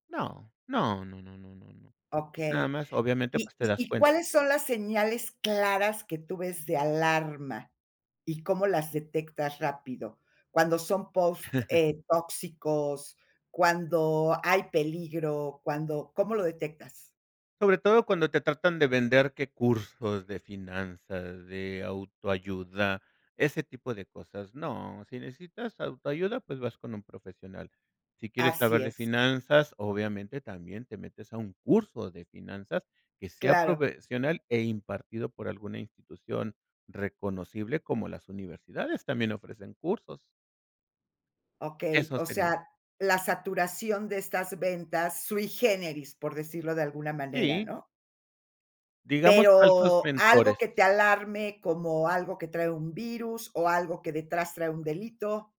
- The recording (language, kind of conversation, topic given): Spanish, podcast, ¿Cómo decides si seguir a alguien en redes sociales?
- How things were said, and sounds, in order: laugh; in Latin: "sui generis"